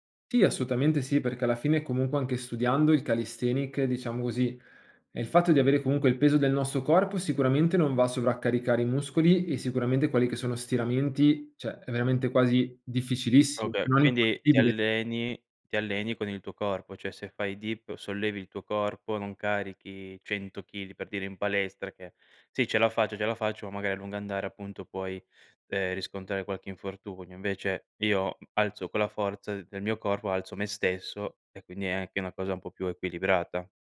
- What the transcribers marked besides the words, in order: "calisthenics" said as "calisthenic"; "cioè" said as "ceh"; in English: "dip"
- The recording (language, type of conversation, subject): Italian, podcast, Come creare una routine di recupero che funzioni davvero?